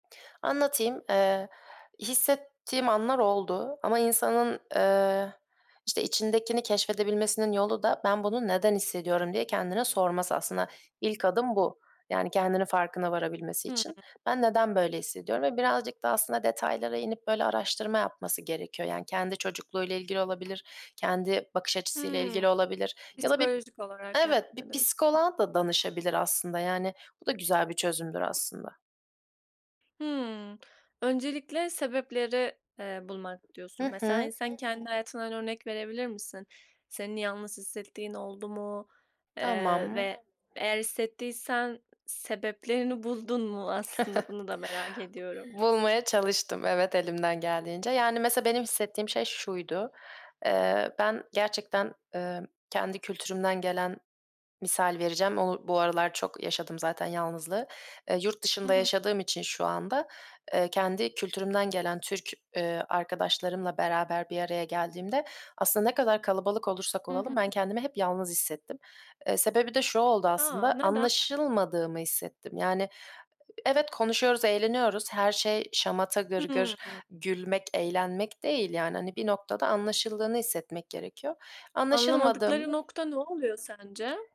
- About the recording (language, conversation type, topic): Turkish, podcast, Topluluk içinde yalnızlığı azaltmanın yolları nelerdir?
- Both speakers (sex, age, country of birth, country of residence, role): female, 20-24, United Arab Emirates, Germany, guest; female, 25-29, Turkey, Germany, host
- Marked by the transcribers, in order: other background noise; tapping; background speech; chuckle; other noise